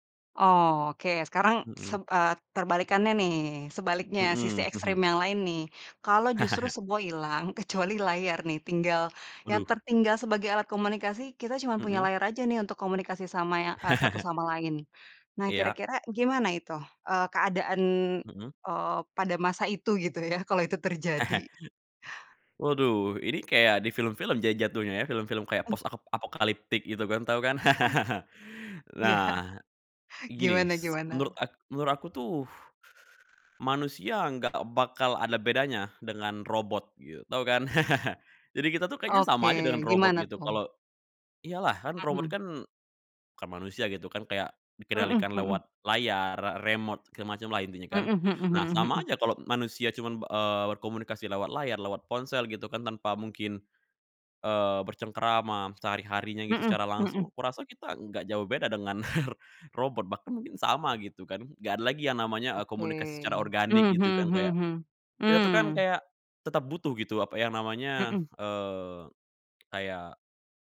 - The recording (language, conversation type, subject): Indonesian, podcast, Apa yang hilang jika semua komunikasi hanya dilakukan melalui layar?
- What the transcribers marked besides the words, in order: chuckle; chuckle; laughing while speaking: "gitu ya"; laughing while speaking: "terjadi?"; chuckle; other background noise; chuckle; laughing while speaking: "Iya"; chuckle; chuckle; tapping